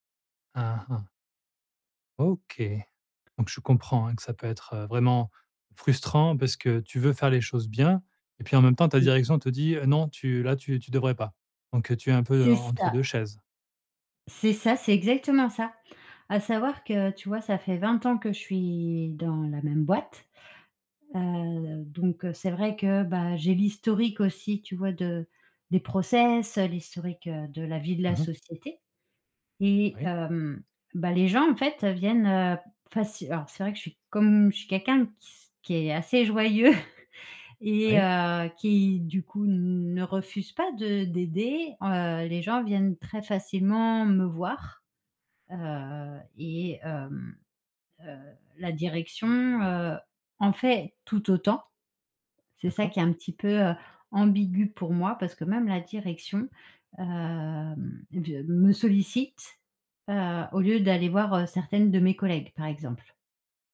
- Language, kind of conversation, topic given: French, advice, Comment puis-je refuser des demandes au travail sans avoir peur de déplaire ?
- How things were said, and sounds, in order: other background noise; in English: "process"; chuckle